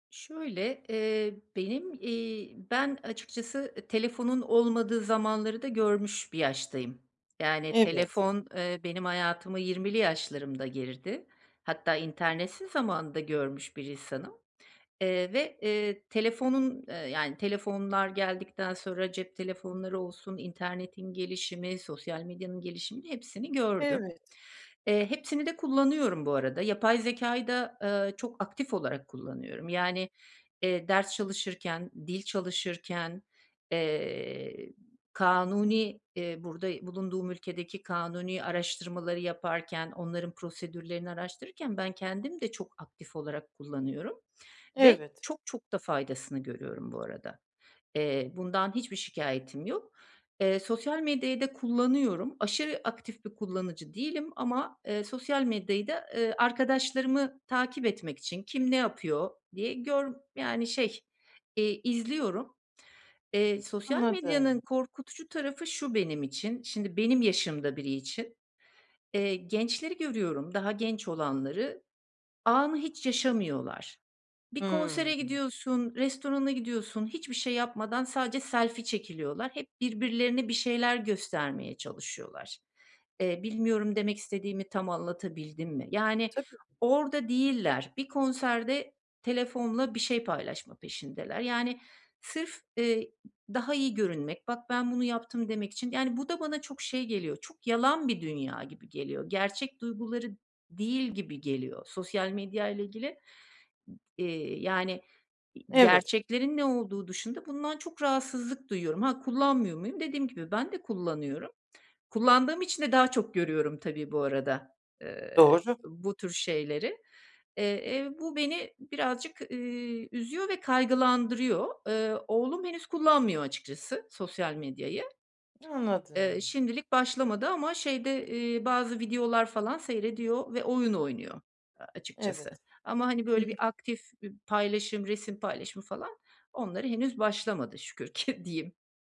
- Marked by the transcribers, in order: tapping; other background noise; other noise; laughing while speaking: "şükür ki"
- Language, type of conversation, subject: Turkish, advice, Belirsizlik ve hızlı teknolojik ya da sosyal değişimler karşısında nasıl daha güçlü ve uyumlu kalabilirim?